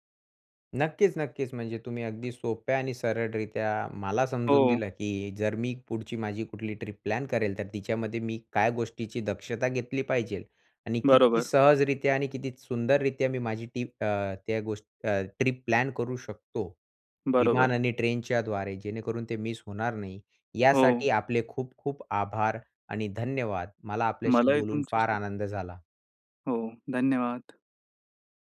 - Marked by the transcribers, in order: tapping
- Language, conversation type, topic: Marathi, podcast, कधी तुमची विमानाची किंवा रेल्वेची गाडी सुटून गेली आहे का?